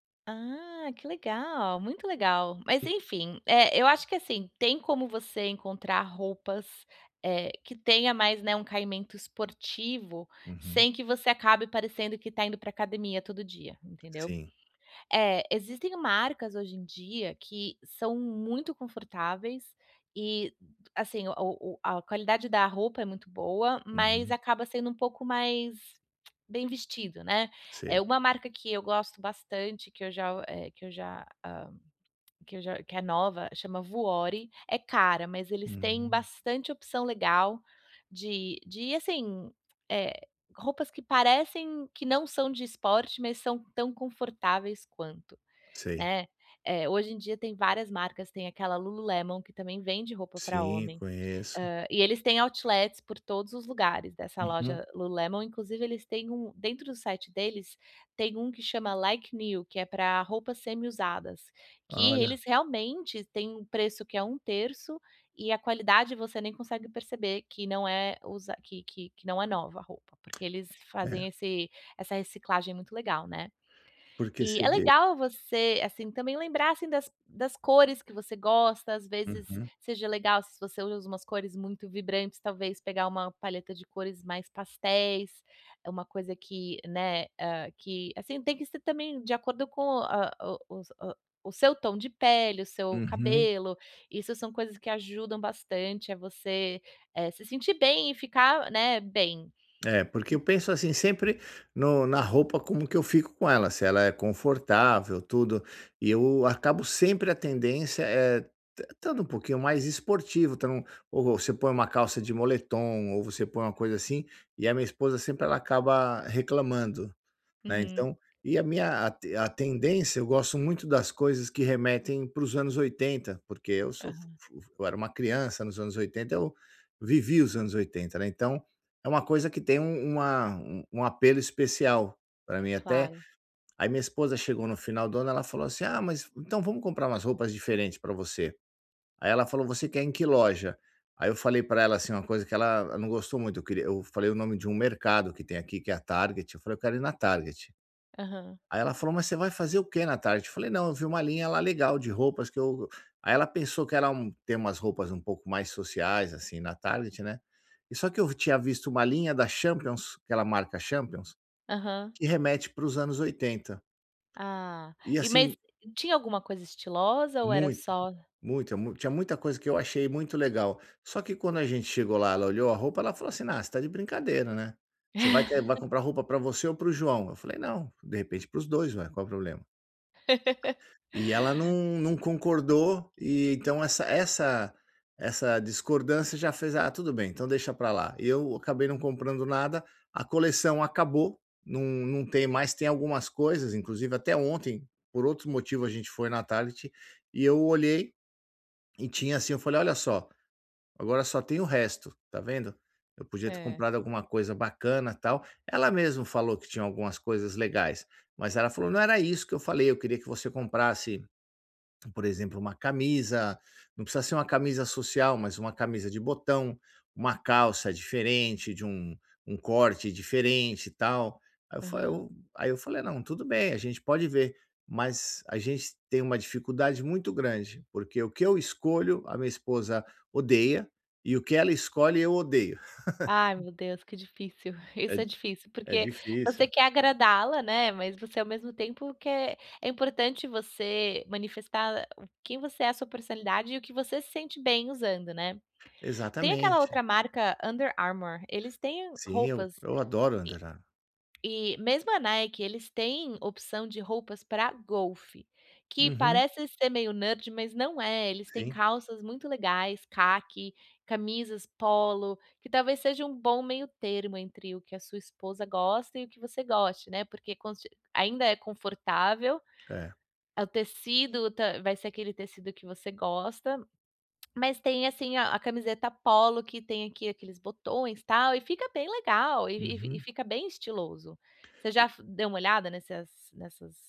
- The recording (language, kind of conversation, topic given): Portuguese, advice, Como posso escolher roupas que me façam sentir bem?
- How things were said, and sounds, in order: tapping; other background noise; laugh; laugh; laugh; put-on voice: "nerd"